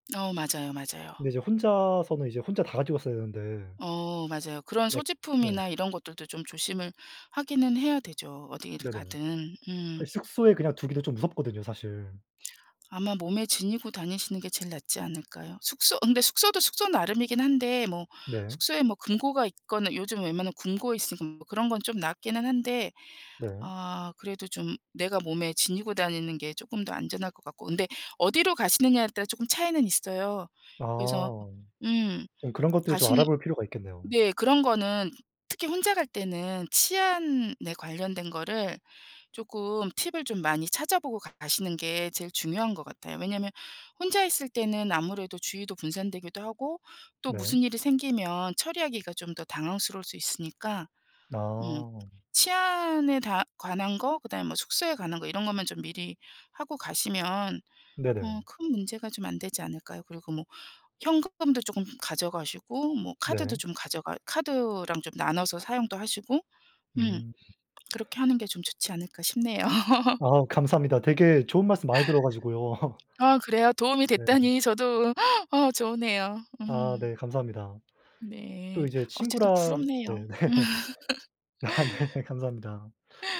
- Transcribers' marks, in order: other background noise; laugh; laugh; laughing while speaking: "네. 아 네. 네"; laugh
- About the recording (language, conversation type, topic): Korean, unstructured, 친구와 여행을 갈 때 의견 충돌이 생기면 어떻게 해결하시나요?